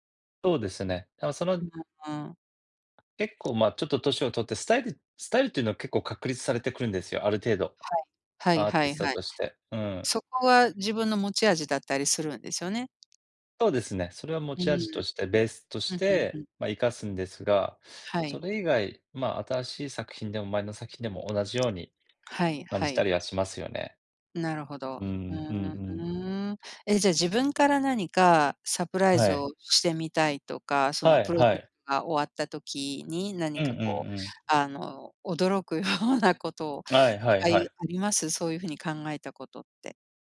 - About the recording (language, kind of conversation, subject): Japanese, unstructured, 仕事中に経験した、嬉しいサプライズは何ですか？
- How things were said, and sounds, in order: other background noise; other noise; laughing while speaking: "驚くようなことを"